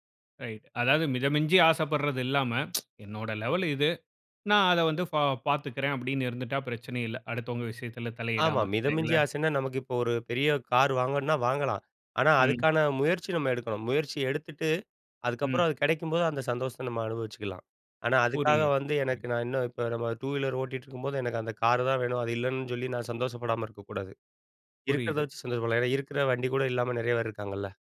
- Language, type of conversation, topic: Tamil, podcast, வெற்றிக்கு பணம் முக்கியமா, சந்தோஷம் முக்கியமா?
- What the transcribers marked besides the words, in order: tsk